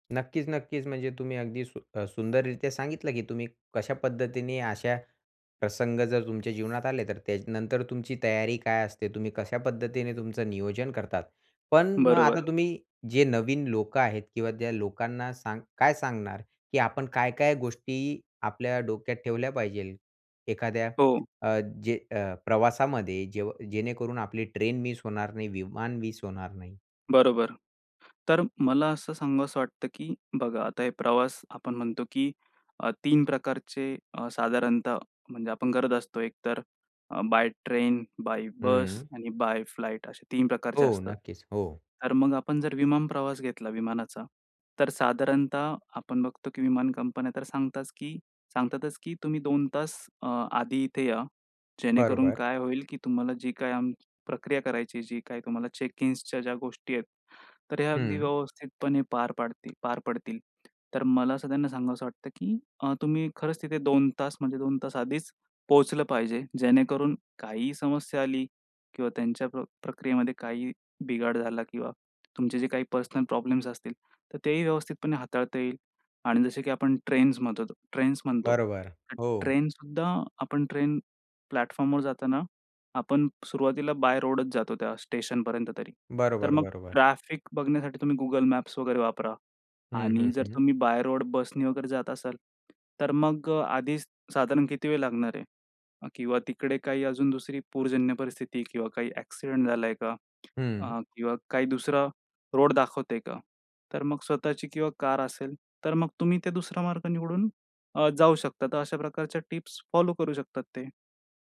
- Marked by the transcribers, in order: other background noise; in English: "चेक इन्सच्या"; tapping; in English: "प्लॅटफॉर्मवर"
- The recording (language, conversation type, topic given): Marathi, podcast, कधी तुमची विमानाची किंवा रेल्वेची गाडी सुटून गेली आहे का?